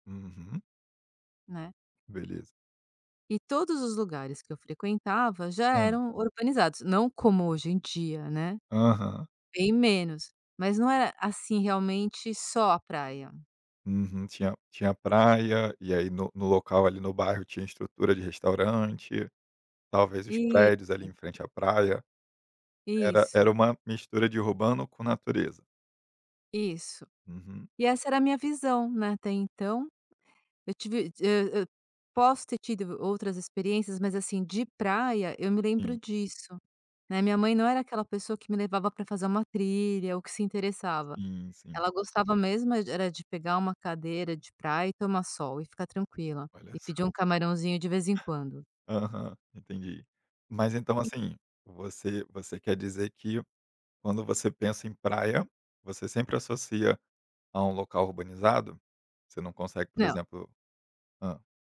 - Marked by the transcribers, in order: tapping; other background noise
- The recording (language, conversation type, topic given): Portuguese, podcast, Me conta uma experiência na natureza que mudou sua visão do mundo?